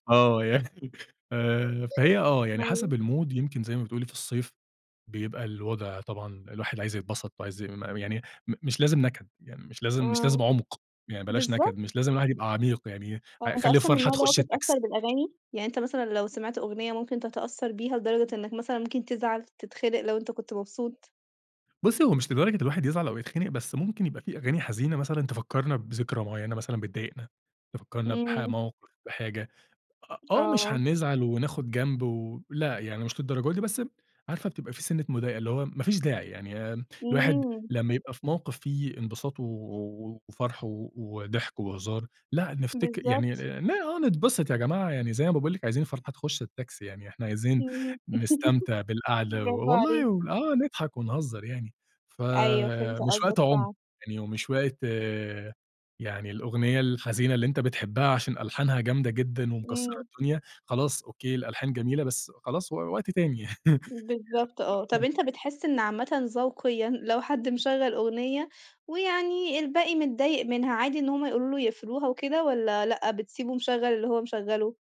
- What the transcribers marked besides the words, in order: laughing while speaking: "يعني"; chuckle; in English: "الMood"; unintelligible speech; chuckle; laughing while speaking: "يعني"; unintelligible speech
- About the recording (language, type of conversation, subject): Arabic, podcast, إزاي بتختار الأغاني لبلاي ليست مشتركة؟